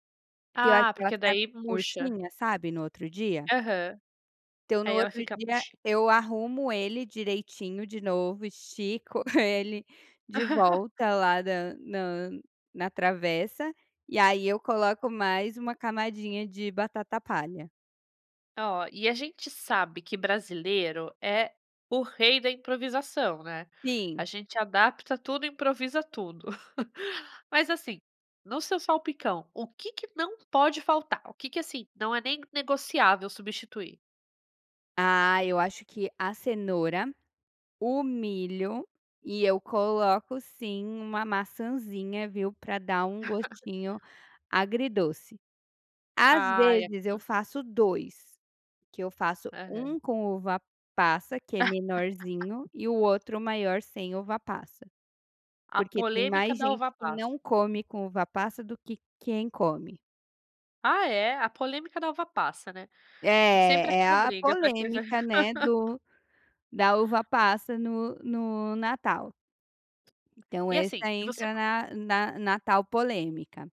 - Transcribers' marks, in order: laugh; laugh; chuckle; other noise; laugh; laugh; tapping
- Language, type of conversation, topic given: Portuguese, podcast, Tem alguma receita que você só faz em ocasiões especiais?